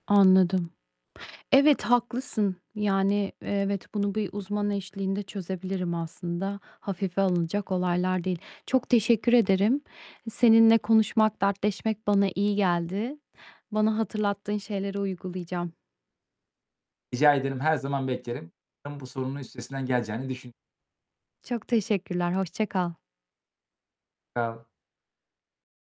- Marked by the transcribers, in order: mechanical hum; distorted speech; other background noise; unintelligible speech; unintelligible speech
- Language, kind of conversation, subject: Turkish, advice, Kaygıyla günlük hayatta nasıl daha iyi başa çıkabilirim?